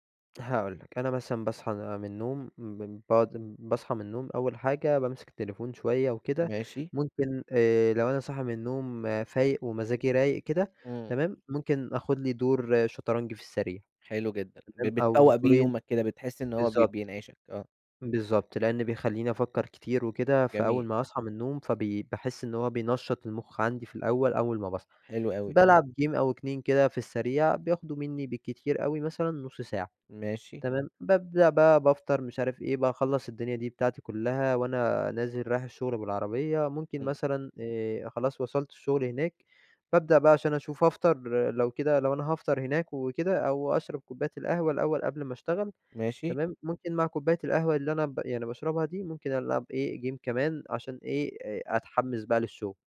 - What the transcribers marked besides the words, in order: fan; unintelligible speech; other background noise; in English: "جيم"; in English: "جيم"
- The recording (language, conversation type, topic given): Arabic, podcast, هل الهواية بتأثر على صحتك الجسدية أو النفسية؟
- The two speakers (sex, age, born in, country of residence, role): male, 20-24, Egypt, Egypt, guest; male, 20-24, Egypt, Egypt, host